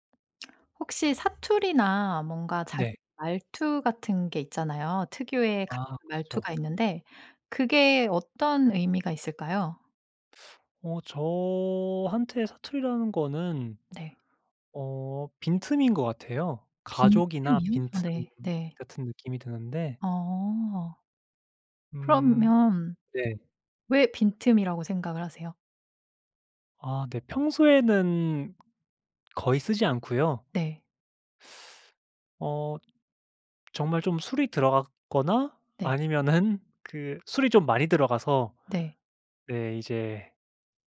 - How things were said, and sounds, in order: other background noise; unintelligible speech; laughing while speaking: "아니면은"
- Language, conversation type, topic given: Korean, podcast, 사투리나 말투가 당신에게 어떤 의미인가요?